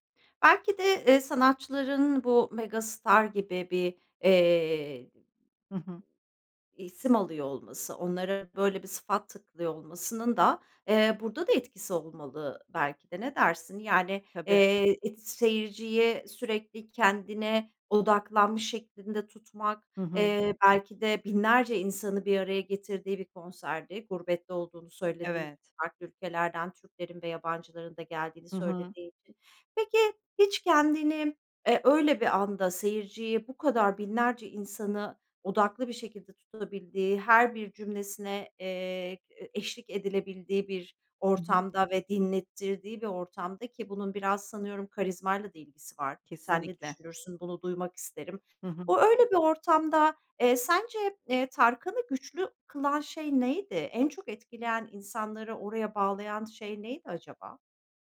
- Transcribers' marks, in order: other noise; other background noise; tapping
- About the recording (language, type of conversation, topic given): Turkish, podcast, Canlı konserler senin için ne ifade eder?